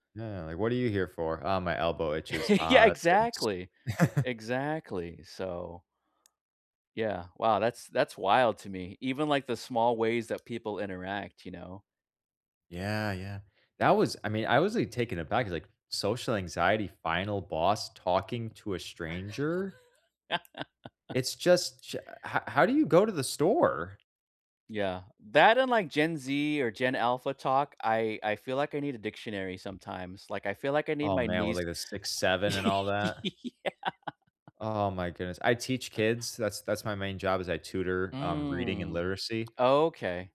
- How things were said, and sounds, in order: chuckle; chuckle; tapping; laugh; laughing while speaking: "Yeah"
- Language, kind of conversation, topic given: English, unstructured, How do you feel about technology watching everything we do?
- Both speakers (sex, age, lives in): male, 30-34, United States; male, 50-54, United States